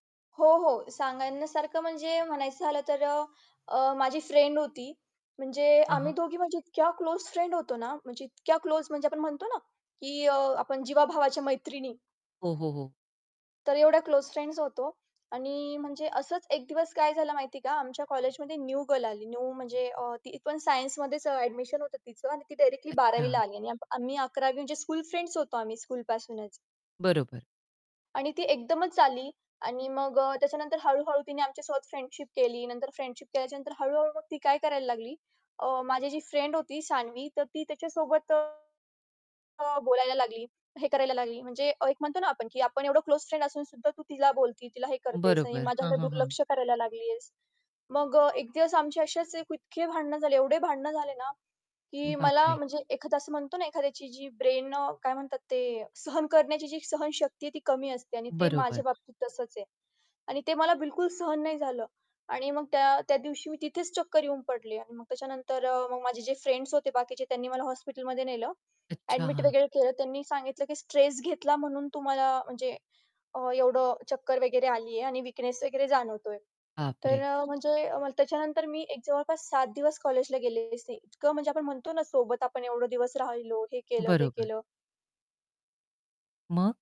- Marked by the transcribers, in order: other background noise; in English: "स्कूल"; in English: "स्कूल"; distorted speech; tapping; in English: "ब्रेन"; in English: "विकनेस"
- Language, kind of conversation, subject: Marathi, podcast, संकटाच्या वेळी लोक एकमेकांच्या पाठीशी कसे उभे राहतात?